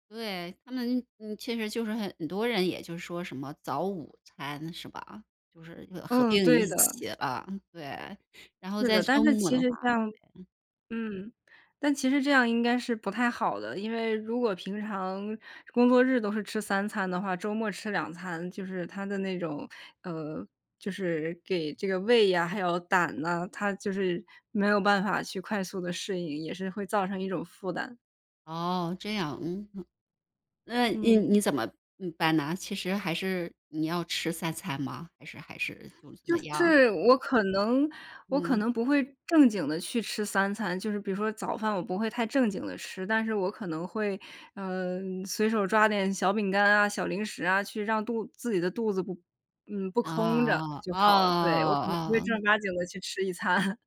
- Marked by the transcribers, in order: tapping; laughing while speaking: "一餐"
- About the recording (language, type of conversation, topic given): Chinese, podcast, 周末你通常怎么安排在家里的时间？